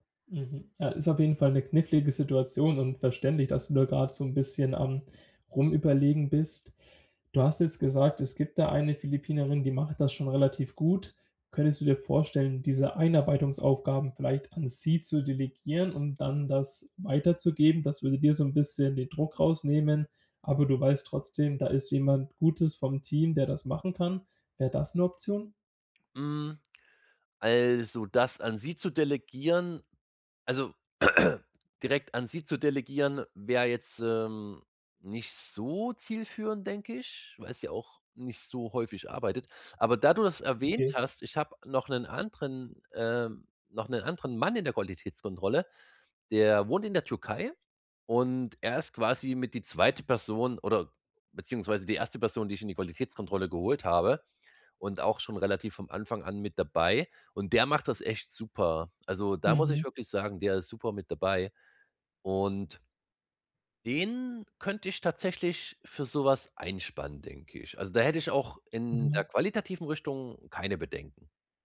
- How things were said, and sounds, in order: drawn out: "also"; throat clearing; drawn out: "so"; stressed: "der"
- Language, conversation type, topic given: German, advice, Wie kann ich Aufgaben richtig delegieren, damit ich Zeit spare und die Arbeit zuverlässig erledigt wird?